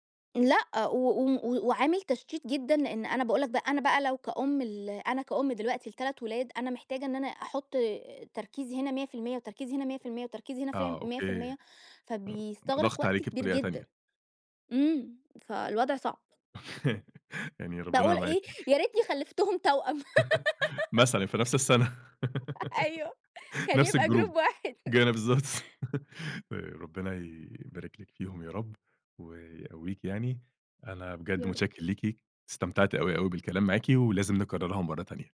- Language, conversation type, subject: Arabic, podcast, إزاي نقلّل وقت الشاشات قبل النوم بشكل عملي؟
- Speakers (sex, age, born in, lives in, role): female, 30-34, Egypt, Egypt, guest; male, 30-34, Egypt, Egypt, host
- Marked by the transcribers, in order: unintelligible speech; laugh; chuckle; laugh; giggle; laugh; in English: "الgroup"; laugh; laughing while speaking: "أيوه، كان يبقى group واحد"; unintelligible speech; in English: "group"